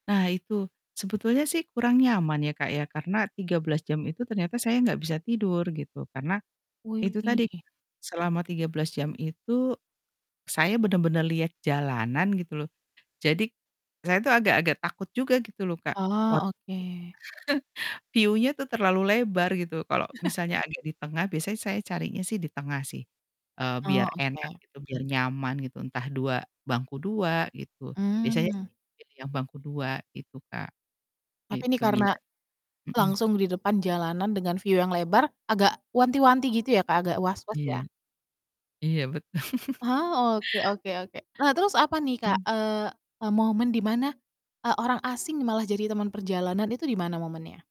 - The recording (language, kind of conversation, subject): Indonesian, podcast, Ceritakan momen saat orang asing tiba-tiba jadi teman perjalananmu?
- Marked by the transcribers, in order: distorted speech; chuckle; in English: "view-nya"; laugh; in English: "view"; laughing while speaking: "betul"